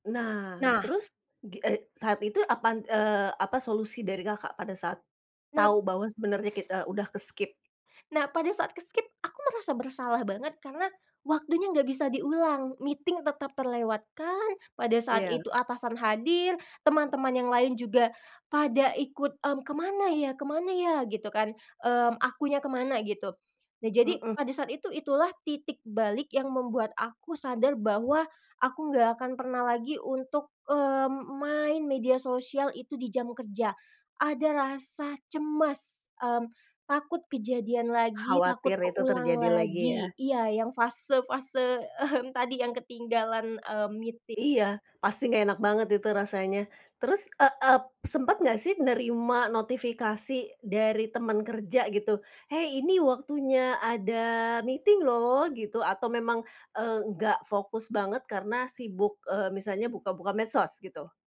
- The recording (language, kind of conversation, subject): Indonesian, podcast, Bagaimana biasanya kamu mengatasi kecanduan layar atau media sosial?
- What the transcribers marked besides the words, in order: in English: "ke-skip?"; other background noise; in English: "ke-skip"; in English: "Meeting"; laughing while speaking: "mhm"; in English: "meeting"; in English: "meeting"